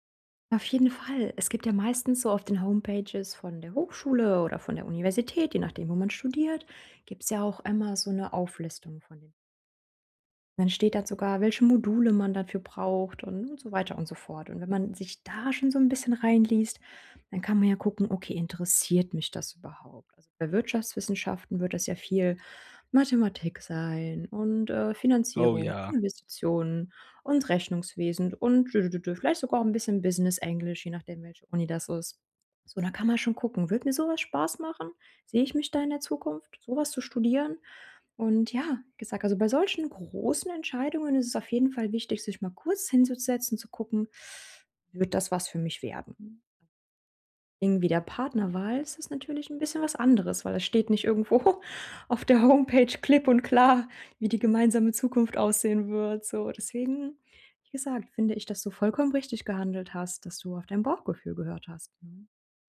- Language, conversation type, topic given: German, advice, Wie entscheide ich bei wichtigen Entscheidungen zwischen Bauchgefühl und Fakten?
- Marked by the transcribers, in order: laughing while speaking: "irgendwo"; laughing while speaking: "klipp und klar"